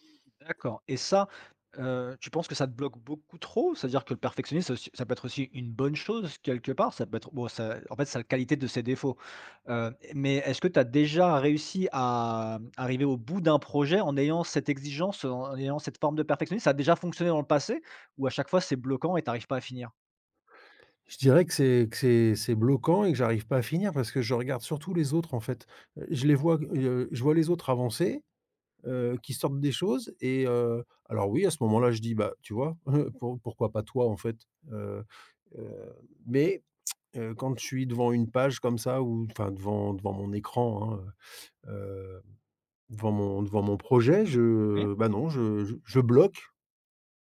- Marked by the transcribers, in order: tongue click
- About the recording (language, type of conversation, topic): French, advice, Comment mon perfectionnisme m’empêche-t-il d’avancer et de livrer mes projets ?